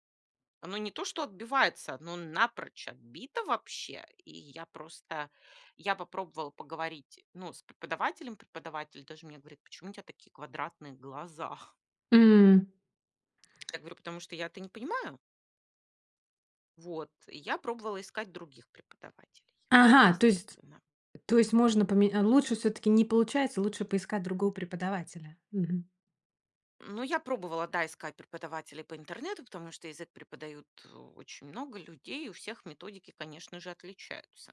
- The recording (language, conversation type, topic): Russian, podcast, Как, по-твоему, эффективнее всего учить язык?
- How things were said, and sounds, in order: laughing while speaking: "глаза?"